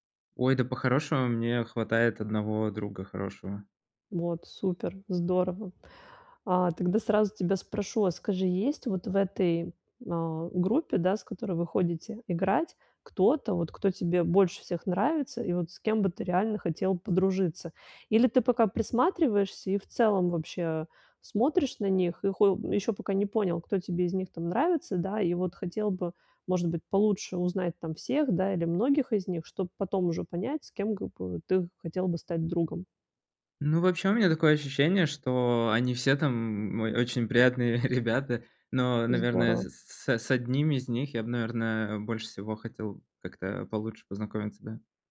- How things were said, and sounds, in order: laughing while speaking: "приятные"
- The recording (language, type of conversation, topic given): Russian, advice, Как постепенно превратить знакомых в близких друзей?